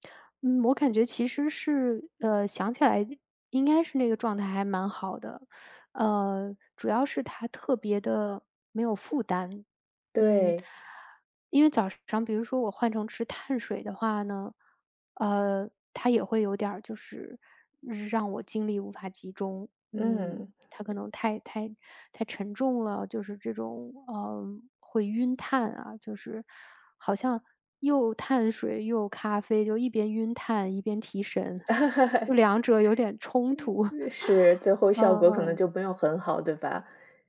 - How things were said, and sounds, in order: other noise; laugh; laugh
- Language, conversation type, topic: Chinese, advice, 不吃早餐会让你上午容易饿、注意力不集中吗？
- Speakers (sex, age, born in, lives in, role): female, 35-39, China, United States, advisor; female, 35-39, China, United States, user